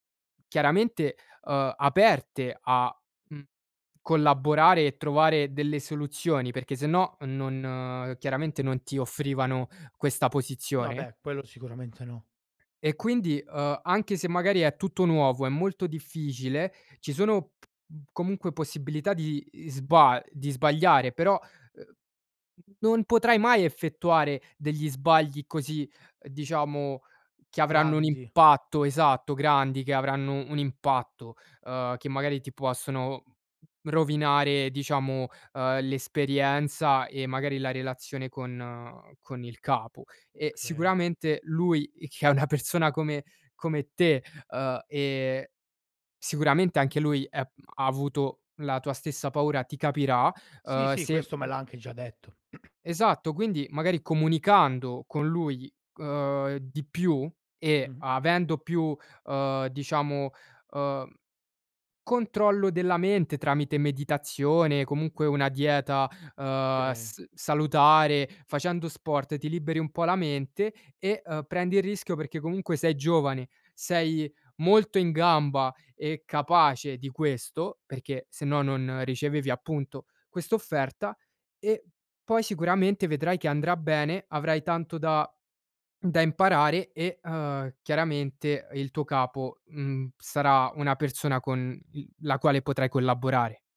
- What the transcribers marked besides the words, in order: laughing while speaking: "che"; throat clearing; swallow
- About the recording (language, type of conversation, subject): Italian, advice, Come posso affrontare la paura di fallire quando sto per iniziare un nuovo lavoro?